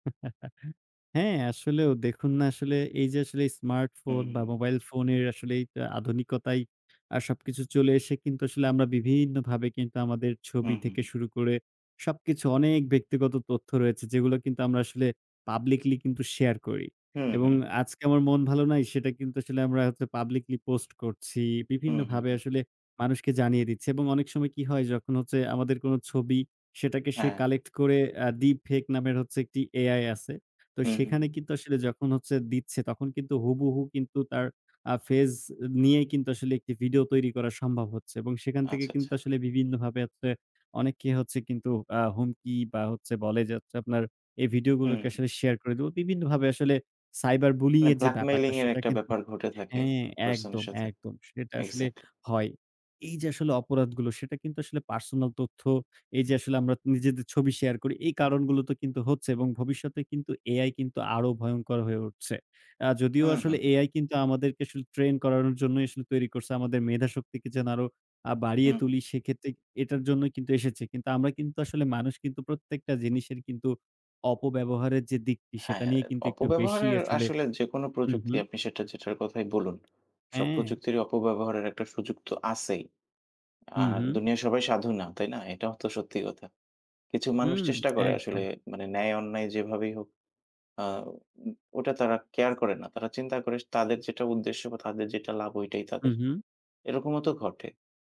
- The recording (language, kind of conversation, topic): Bengali, unstructured, প্রযুক্তি কীভাবে আমাদের ব্যক্তিগত জীবনে হস্তক্ষেপ বাড়াচ্ছে?
- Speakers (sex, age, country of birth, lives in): male, 20-24, Bangladesh, Bangladesh; male, 25-29, Bangladesh, Bangladesh
- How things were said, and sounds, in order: chuckle; other background noise; tapping